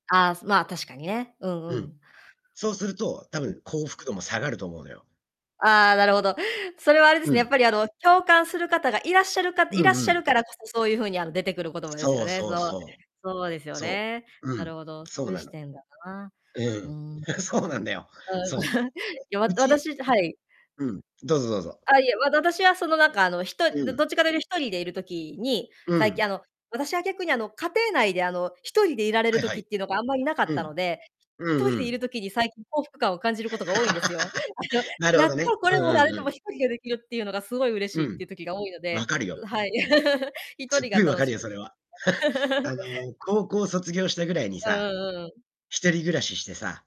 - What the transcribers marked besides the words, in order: distorted speech; other background noise; chuckle; laughing while speaking: "そうなんだよ"; chuckle; unintelligible speech; laugh; laughing while speaking: "あの"; laugh; chuckle; other noise; laugh
- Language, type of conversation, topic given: Japanese, unstructured, お金と幸せ、どちらがより大切だと思いますか？